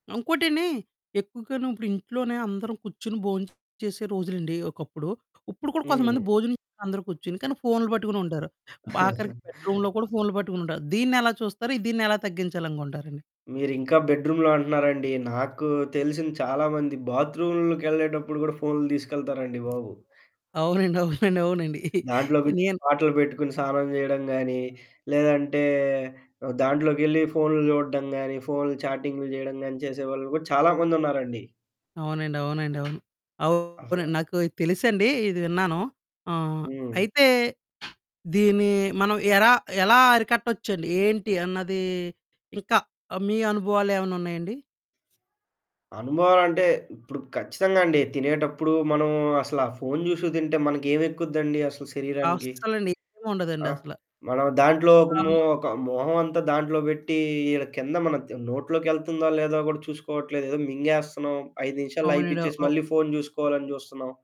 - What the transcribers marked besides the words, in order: distorted speech; in English: "బెడ్‌రూమ్‌లో"; chuckle; in English: "బెడ్‌రూమ్‌లో"; laughing while speaking: "అవునండి. అవునండి"; other background noise
- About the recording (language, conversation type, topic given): Telugu, podcast, ఫోన్ వాడకాన్ని తగ్గించడానికి మీరు ఏమి చేస్తారు?